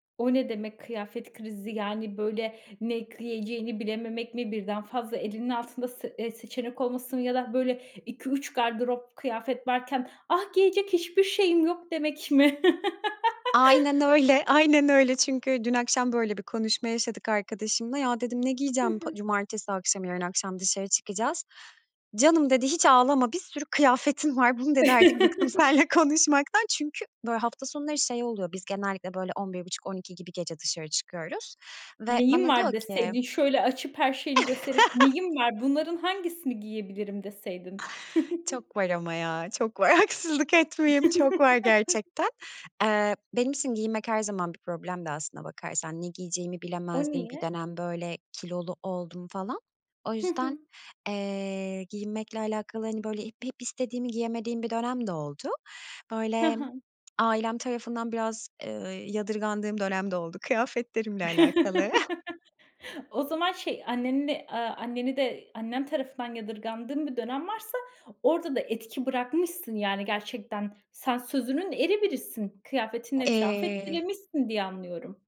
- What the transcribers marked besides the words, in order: "giyeceğini" said as "kıyeceğini"; laugh; chuckle; laughing while speaking: "seninle konuşmaktan"; chuckle; tapping; chuckle; laughing while speaking: "Haksızlık etmeyeyim"; chuckle; other background noise; chuckle
- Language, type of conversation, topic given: Turkish, podcast, Kıyafetlerini genelde başkalarını etkilemek için mi yoksa kendini mutlu etmek için mi seçiyorsun?